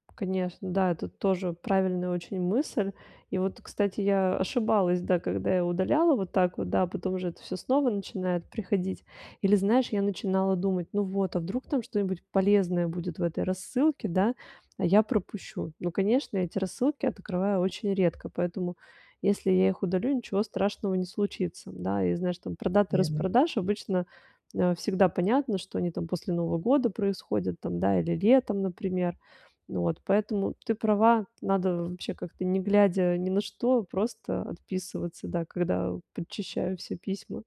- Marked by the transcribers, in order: tapping
- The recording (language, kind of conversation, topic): Russian, advice, Как мне сохранять спокойствие при информационной перегрузке?